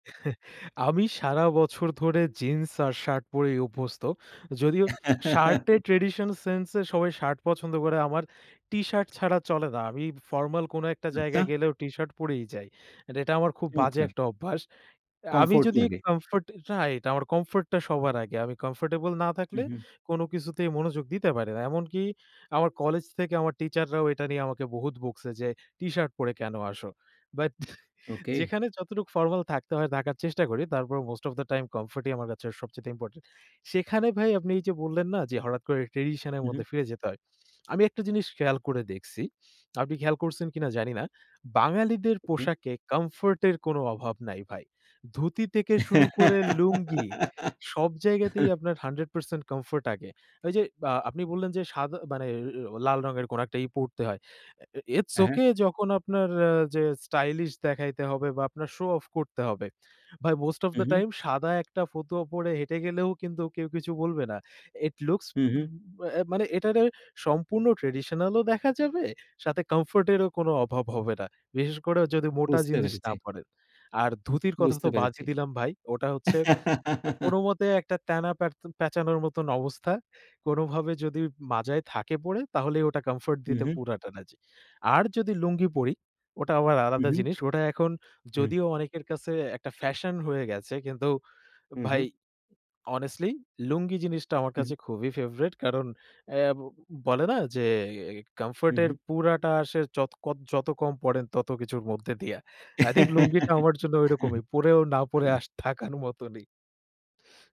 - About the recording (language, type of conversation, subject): Bengali, podcast, ঐতিহ্য আর আধুনিকতার মধ্যে ভারসাম্য আপনি কীভাবে রাখেন?
- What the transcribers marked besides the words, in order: chuckle; lip smack; chuckle; other background noise; laughing while speaking: "বাট"; in English: "মোস্ট অফ দা টাইম, কমফোর্ট"; giggle; in English: "মোস্ট অফ দা টাইম"; "পেরেছি" said as "পেরেচি"; "পেরেছি" said as "পেরেচি"; laugh; laugh; laughing while speaking: "পড়েও না পড়ে আস থাকার মতনই"